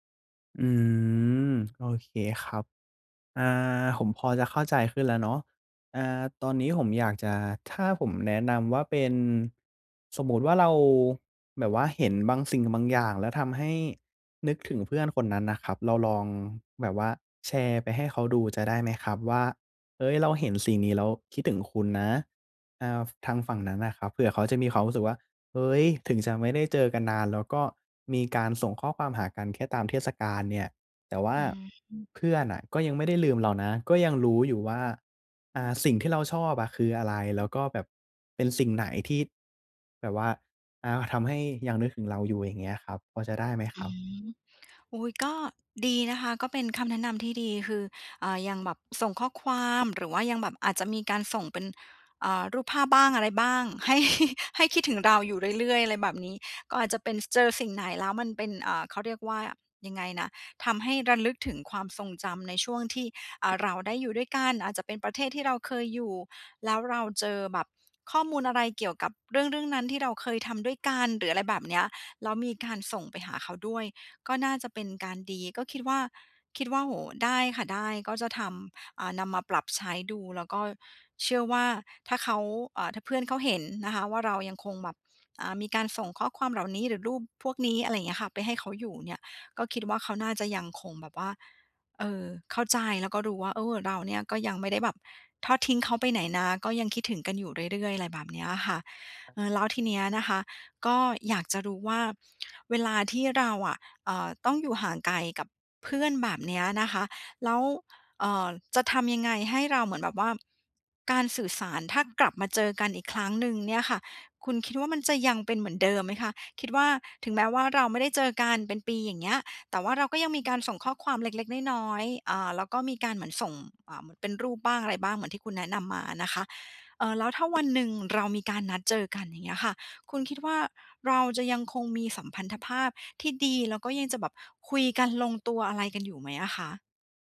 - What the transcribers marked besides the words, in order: laughing while speaking: "อ่า"; laughing while speaking: "ให้"; tapping
- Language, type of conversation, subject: Thai, advice, ทำอย่างไรให้รักษาและสร้างมิตรภาพให้ยืนยาวและแน่นแฟ้นขึ้น?